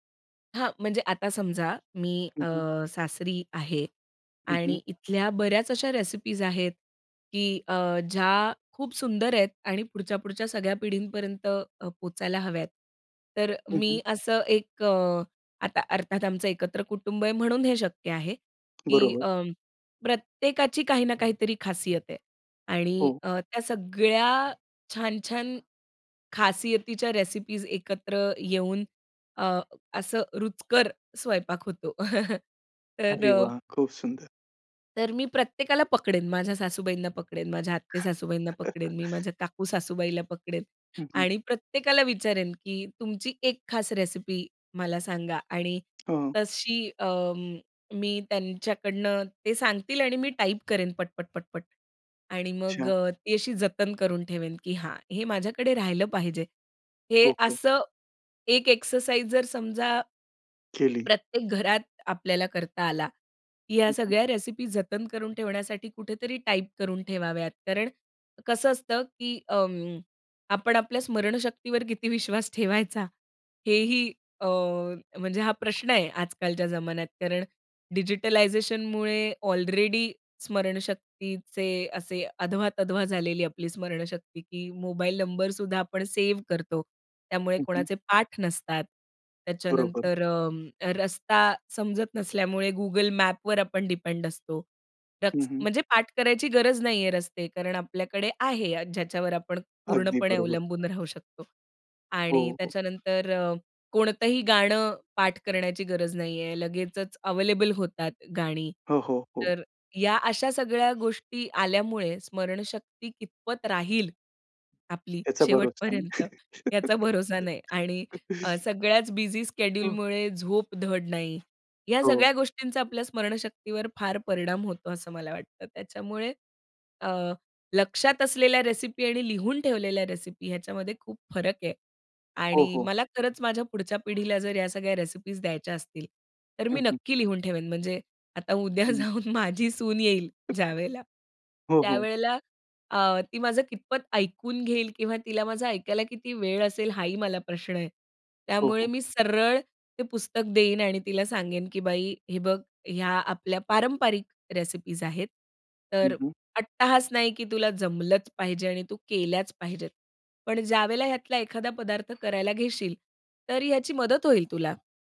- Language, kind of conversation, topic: Marathi, podcast, घरच्या जुन्या पाककृती पुढच्या पिढीपर्यंत तुम्ही कशा पद्धतीने पोहोचवता?
- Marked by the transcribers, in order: other background noise; tapping; chuckle; chuckle; other noise; in English: "एक्सरसाइज"; laughing while speaking: "विश्वास ठेवायचा?"; in English: "डिजिटलायझेशनमुळे ऑलरेडी"; chuckle; background speech; chuckle; laughing while speaking: "उद्या जाऊन माझी सून येईल ज्यावेळेला"; chuckle